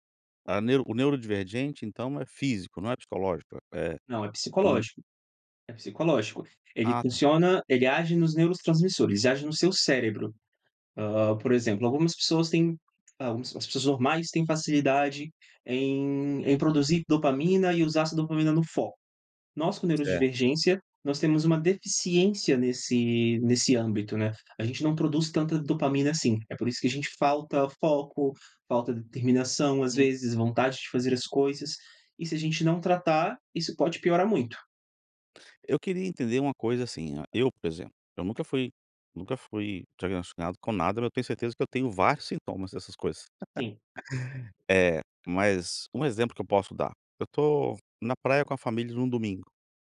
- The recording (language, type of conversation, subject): Portuguese, podcast, Você pode contar sobre uma vez em que deu a volta por cima?
- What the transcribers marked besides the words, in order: tapping; laugh